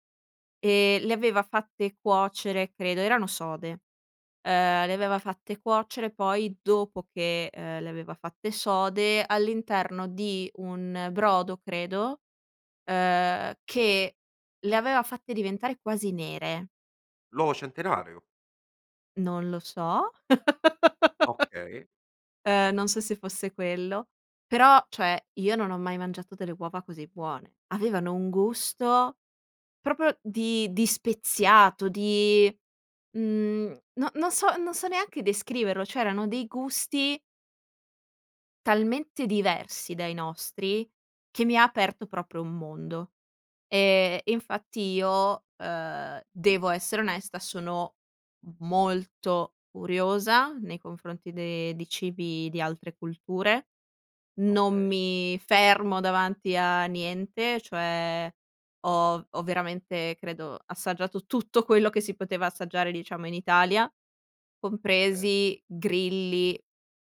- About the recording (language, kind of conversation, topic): Italian, podcast, Qual è un piatto che ti ha fatto cambiare gusti?
- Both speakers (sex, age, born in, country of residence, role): female, 25-29, Italy, Italy, guest; male, 25-29, Italy, Italy, host
- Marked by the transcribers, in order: other background noise; "L'uovo" said as "ovo"; chuckle